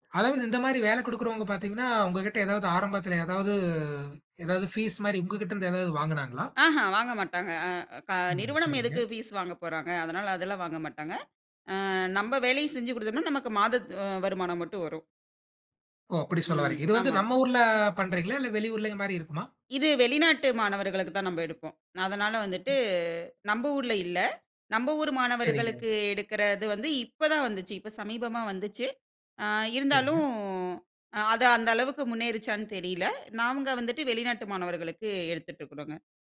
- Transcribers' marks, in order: drawn out: "ஏதாவது"; other noise
- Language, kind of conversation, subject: Tamil, podcast, தன்னைத்தானே பேசி உங்களை ஊக்குவிக்க நீங்கள் பயன்படுத்தும் வழிமுறைகள் என்ன?